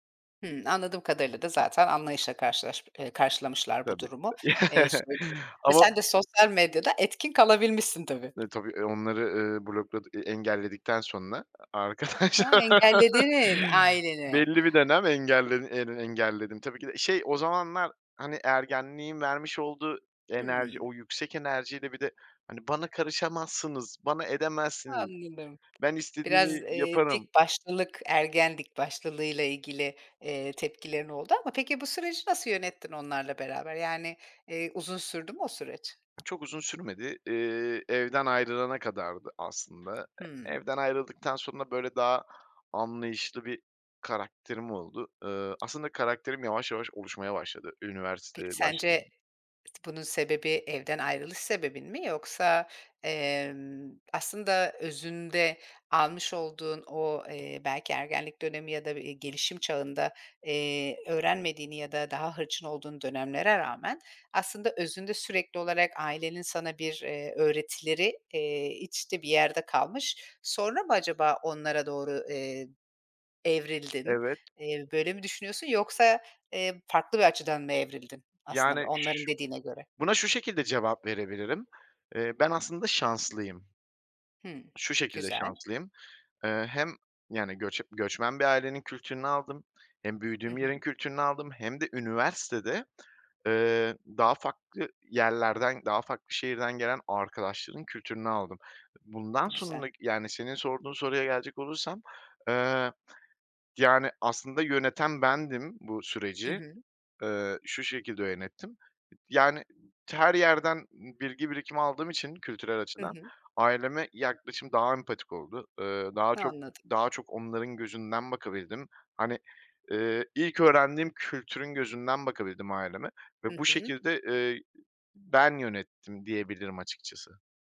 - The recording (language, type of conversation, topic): Turkish, podcast, Sosyal medyanın ruh sağlığı üzerindeki etkisini nasıl yönetiyorsun?
- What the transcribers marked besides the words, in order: tapping; other background noise; chuckle; laughing while speaking: "arkadaşlar"; drawn out: "engelledin"; other noise